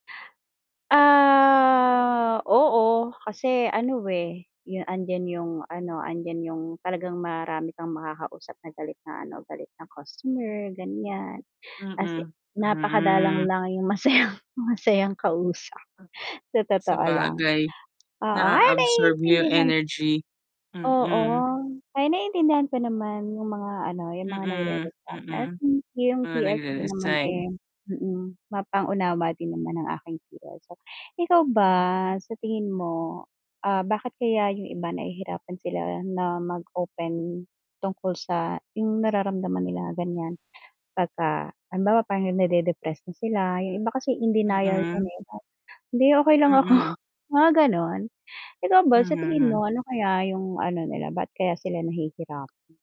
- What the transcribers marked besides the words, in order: static; drawn out: "Ah"; other background noise; laughing while speaking: "masayang, masayang"; tapping; unintelligible speech
- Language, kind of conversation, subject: Filipino, unstructured, Ano sa tingin mo ang pinakamalaking hadlang sa paghingi ng tulong para sa kalusugang pangkaisipan?